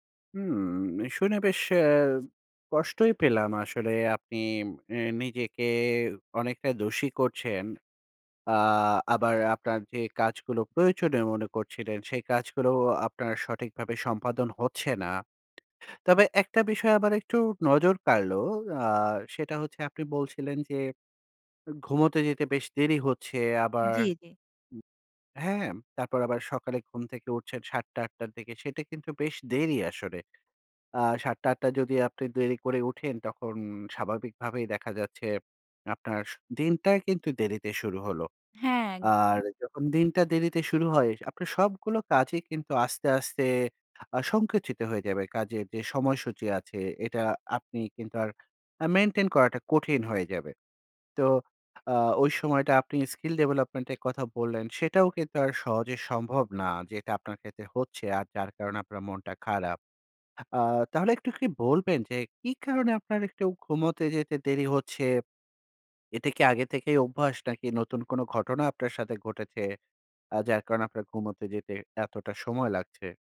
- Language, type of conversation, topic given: Bengali, advice, সকালে ওঠার রুটিন বজায় রাখতে অনুপ্রেরণা নেই
- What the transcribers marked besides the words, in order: tapping; in English: "skill development"